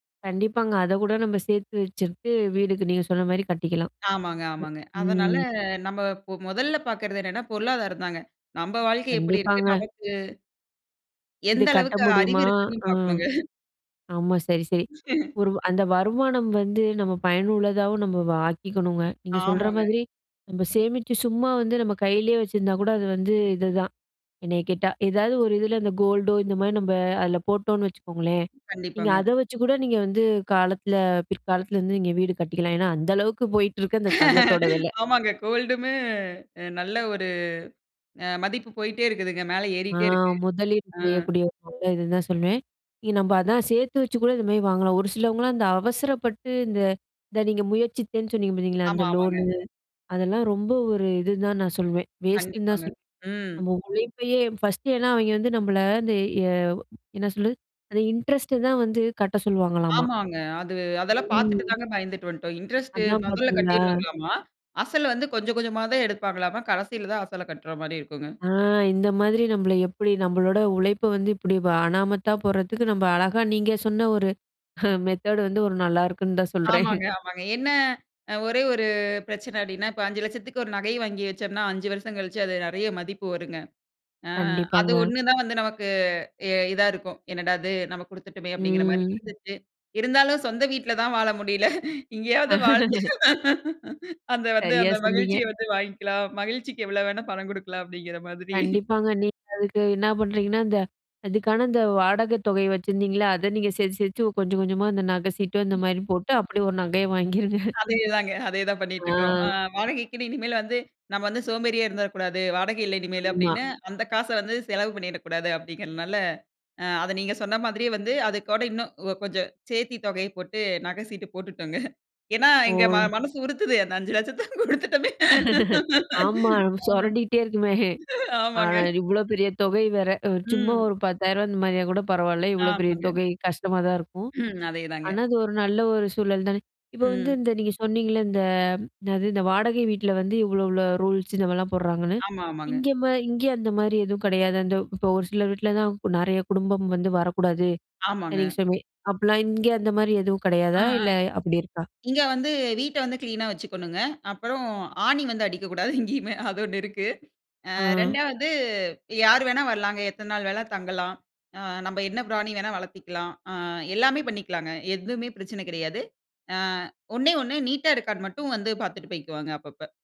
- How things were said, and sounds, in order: other noise; chuckle; laugh; laugh; other background noise; laughing while speaking: "மெத்தேட் வந்து ஒரு நல்லாயிருக்குன்னு தான் சொல்றேன்"; drawn out: "ம்"; laughing while speaking: "இங்கேயாவது வாழ்ந்து அந்த வந்து"; laugh; chuckle; chuckle; chuckle; laugh; laughing while speaking: "அந்த அஞ்சு லட்சத்த கொடுத்துட்டோமே. ஆமாங்க ஆமாங்க"; laughing while speaking: "இங்கேயுமே, அது ஒண்ணு இருக்கு"
- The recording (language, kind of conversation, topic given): Tamil, podcast, வீடு வாங்கலாமா அல்லது வாடகை வீட்டிலேயே தொடரலாமா என்று முடிவெடுப்பது எப்படி?